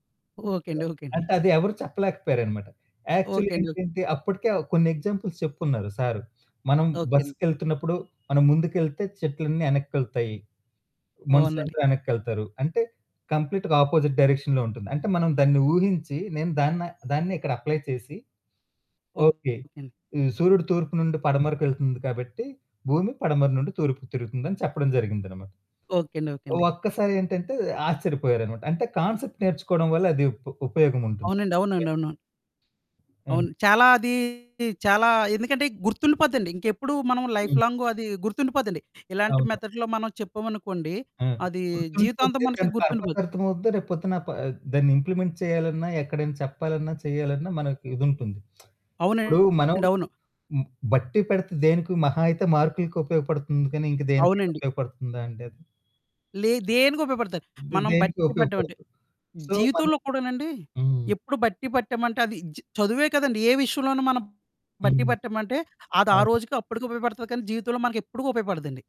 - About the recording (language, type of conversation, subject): Telugu, podcast, ఒంటరిగా ఉన్నప్పుడు ఎదురయ్యే నిలకడలేమిని మీరు ఎలా అధిగమిస్తారు?
- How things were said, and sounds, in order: other background noise; in English: "యాక్చువల్లీ"; in English: "ఎగ్జాంపుల్స్"; in English: "కంప్లీట్‌గా ఆపోజిట్ డైరెక్షన్‌లో"; in English: "అప్లై"; distorted speech; in English: "కాన్సెప్ట్"; in English: "మెథడ్‌లో"; in English: "పర్పస్"; in English: "ఇంప్లిమెంట్"; lip smack; in English: "సో"